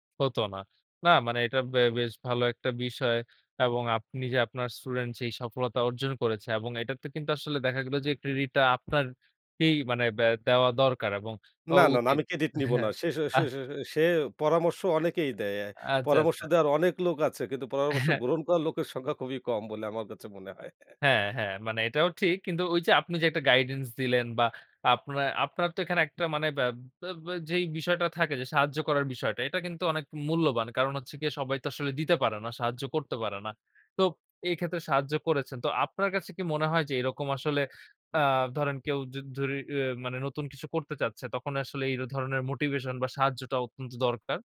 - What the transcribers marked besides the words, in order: tapping; laughing while speaking: "হ্যাঁ, আচ্ছা"; chuckle
- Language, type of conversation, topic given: Bengali, podcast, নতুন করে কিছু শুরু করতে চাইলে, শুরুতে আপনি কী পরামর্শ দেবেন?